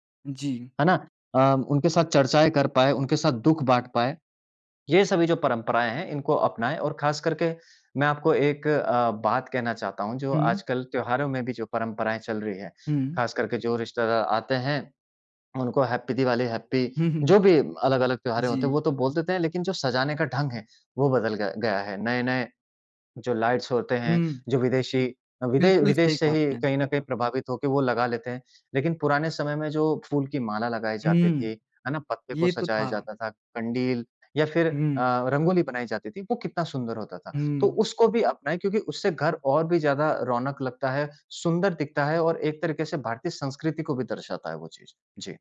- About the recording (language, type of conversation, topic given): Hindi, podcast, नई पीढ़ी तक परंपराएँ पहुँचाने का आपका तरीका क्या है?
- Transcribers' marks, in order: in English: "हैप्पी"; in English: "हैप्पी"; in English: "लाइट्स"